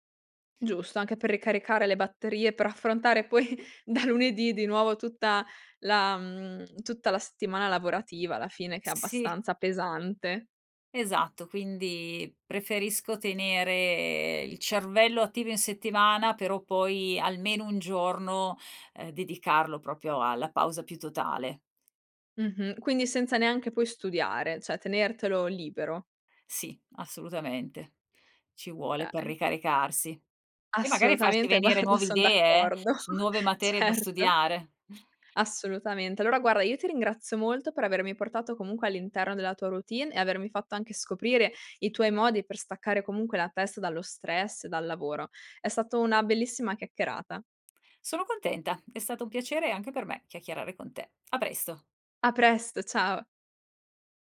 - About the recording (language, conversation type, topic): Italian, podcast, Come riuscivi a trovare il tempo per imparare, nonostante il lavoro o la scuola?
- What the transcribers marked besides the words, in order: other background noise; laughing while speaking: "poi da lunedì"; "proprio" said as "propio"; "cioè" said as "ceh"; "Okay" said as "ay"; laughing while speaking: "Guarda"; laughing while speaking: "d'accordo, certo"; chuckle